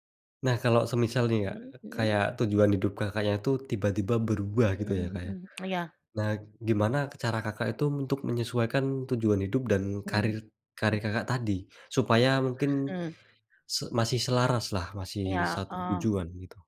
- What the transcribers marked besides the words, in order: tongue click
- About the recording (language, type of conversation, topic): Indonesian, podcast, Bagaimana kamu menyeimbangkan tujuan hidup dan karier?